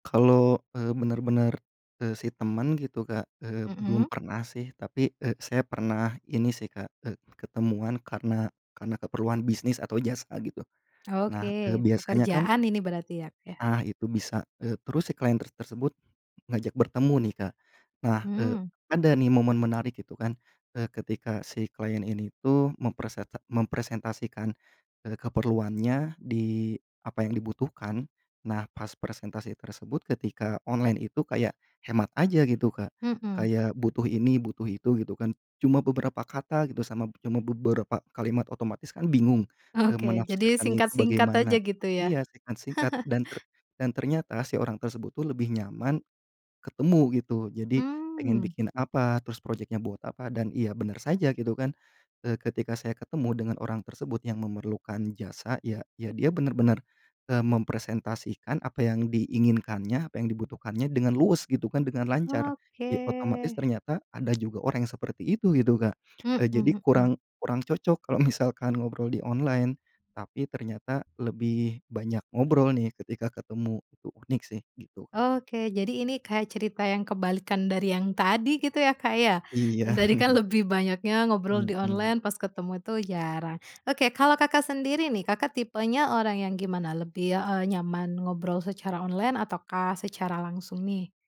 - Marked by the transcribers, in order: tapping; laugh; laughing while speaking: "kalau misalkan ngobrol di online"; other background noise; laughing while speaking: "yang tadi kan lebih"; laughing while speaking: "Iya"; chuckle
- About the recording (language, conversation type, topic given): Indonesian, podcast, Apa bedanya rasa dekat di dunia maya dan saat bertemu langsung di dunia nyata menurutmu?